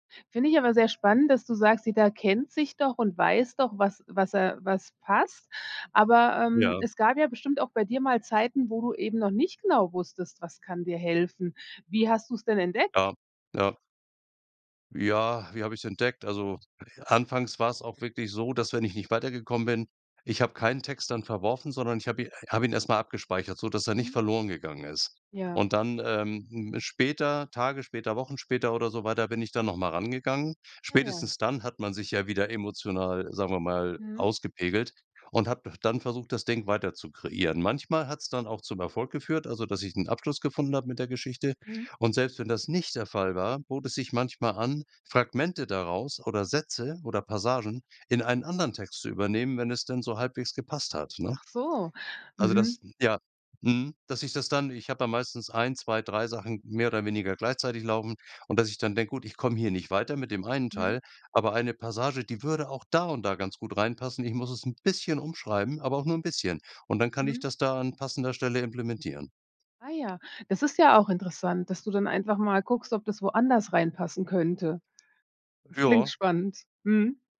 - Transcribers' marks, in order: stressed: "bisschen"; other background noise
- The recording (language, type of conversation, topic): German, podcast, Wie entwickelst du kreative Gewohnheiten im Alltag?
- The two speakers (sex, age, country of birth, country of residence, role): female, 45-49, Germany, United States, host; male, 65-69, Germany, Germany, guest